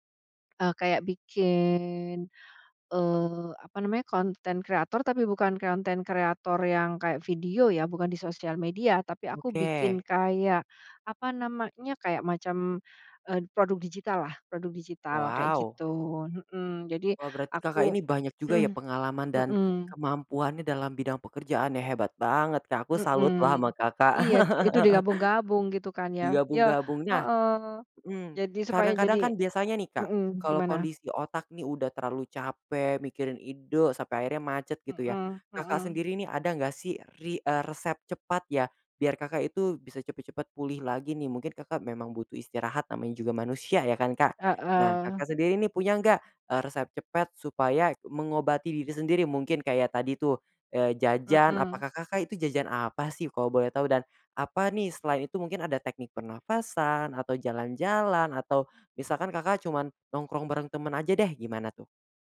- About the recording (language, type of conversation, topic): Indonesian, podcast, Apa metode sederhana untuk memicu aliran ide saat macet?
- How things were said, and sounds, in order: tapping; laugh